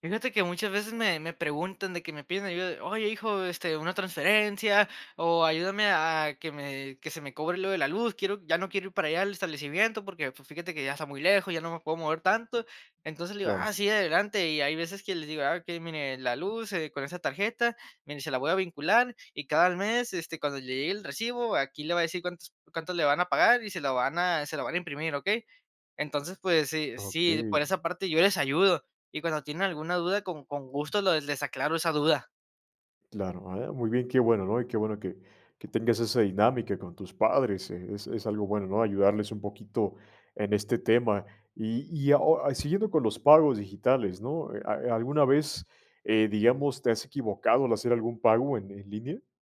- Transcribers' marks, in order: none
- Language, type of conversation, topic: Spanish, podcast, ¿Qué retos traen los pagos digitales a la vida cotidiana?